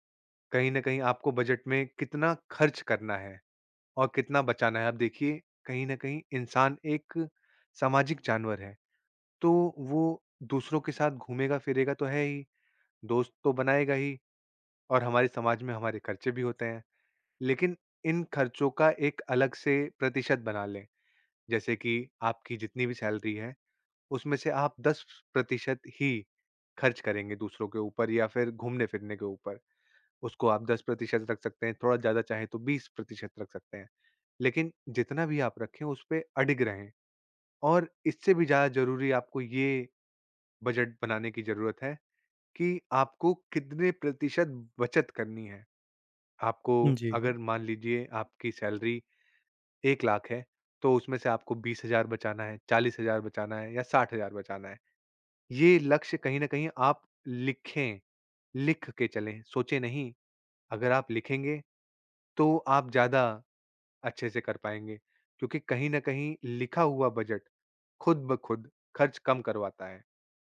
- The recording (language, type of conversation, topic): Hindi, advice, आवेग में की गई खरीदारी से आपका बजट कैसे बिगड़ा और बाद में आपको कैसा लगा?
- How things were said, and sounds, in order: in English: "सैलरी"; in English: "सैलरी"